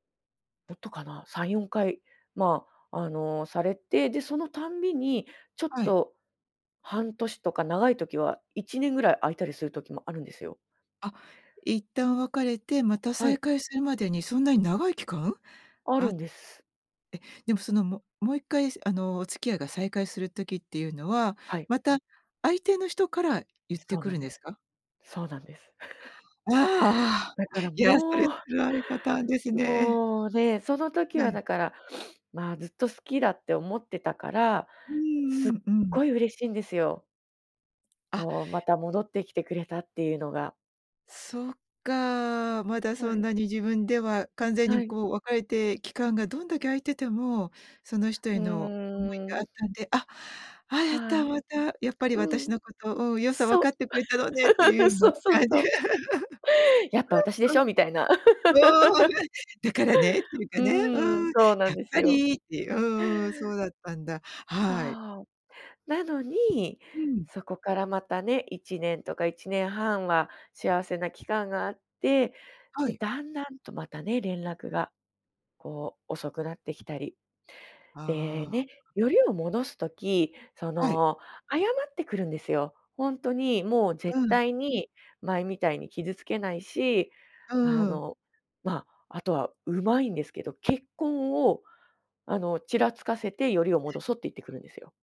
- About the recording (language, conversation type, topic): Japanese, podcast, 後悔を抱えていた若い頃の自分に、今のあなたは何を伝えたいですか？
- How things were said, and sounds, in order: chuckle; sniff; laugh; laughing while speaking: "そう そう そう"; laughing while speaking: "感じ"; laughing while speaking: "うーん、ね"; laugh; other background noise